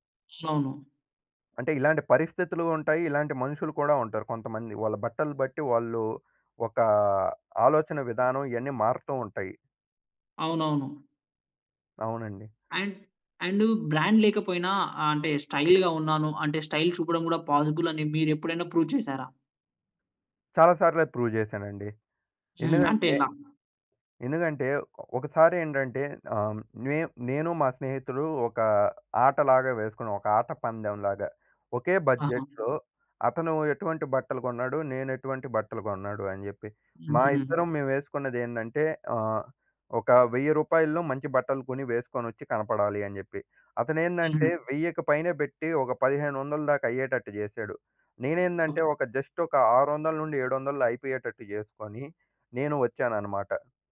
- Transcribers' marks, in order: other background noise; in English: "అండ్"; in English: "బ్రాండ్"; in English: "స్టైల్‌గా"; in English: "స్టైల్"; in English: "పాజిబుల్"; in English: "ప్రూవ్"; in English: "ప్రూవ్"; in English: "బడ్జెట్‌లో"; other noise; in English: "జస్ట్"
- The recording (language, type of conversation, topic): Telugu, podcast, తక్కువ బడ్జెట్‌లో కూడా స్టైలుగా ఎలా కనిపించాలి?